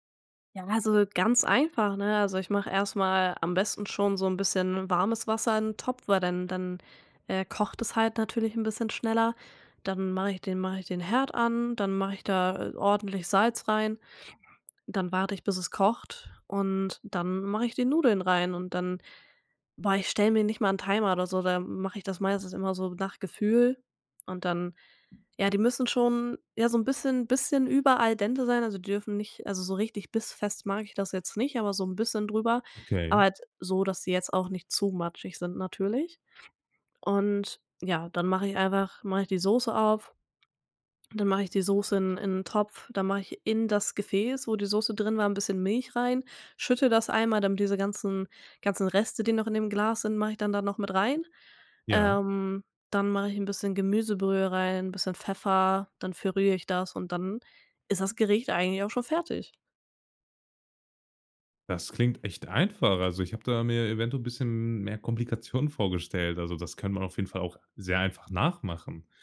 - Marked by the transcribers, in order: other background noise
- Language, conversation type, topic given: German, podcast, Erzähl mal: Welches Gericht spendet dir Trost?